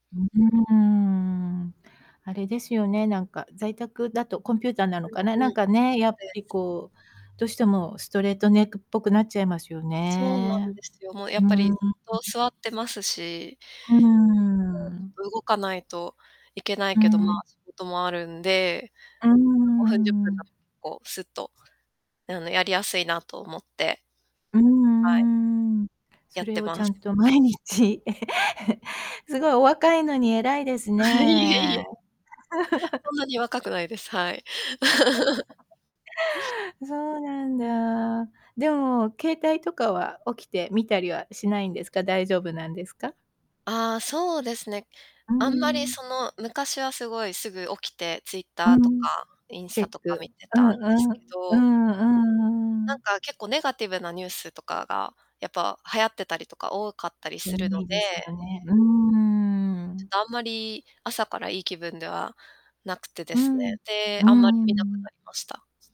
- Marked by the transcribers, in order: distorted speech; static; other background noise; unintelligible speech; unintelligible speech; laughing while speaking: "毎日"; chuckle; laughing while speaking: "あ、いえいえ"; laugh; giggle
- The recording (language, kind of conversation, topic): Japanese, podcast, 朝は普段どのように過ごしていますか？